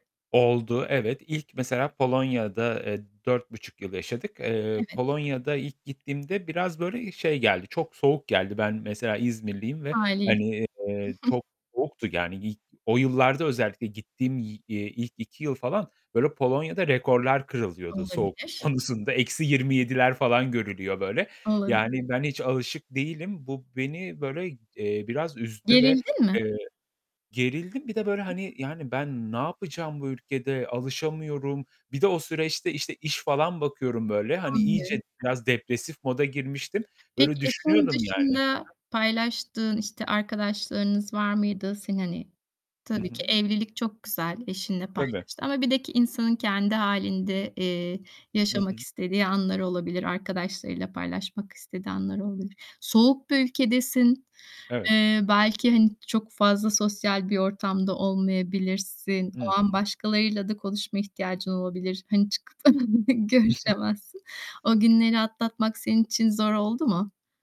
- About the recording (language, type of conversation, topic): Turkish, podcast, Aldığın riskli bir karar hayatını nasıl etkiledi?
- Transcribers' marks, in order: static; distorted speech; giggle; laughing while speaking: "konusunda"; other background noise; chuckle